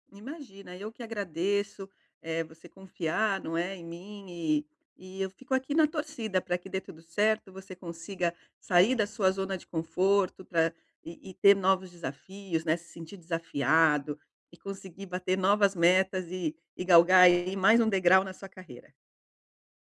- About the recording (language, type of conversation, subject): Portuguese, advice, Como posso definir metas de carreira claras e alcançáveis?
- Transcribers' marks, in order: none